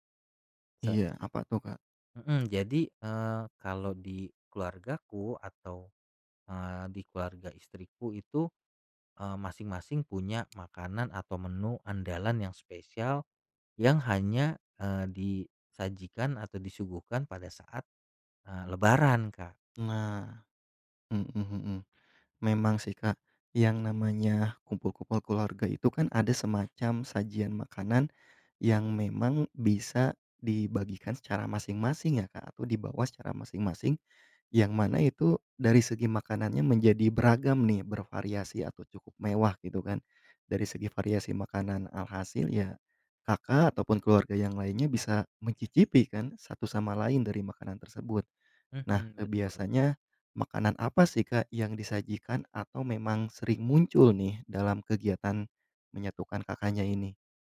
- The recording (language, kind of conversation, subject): Indonesian, podcast, Kegiatan apa yang menyatukan semua generasi di keluargamu?
- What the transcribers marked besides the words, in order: tapping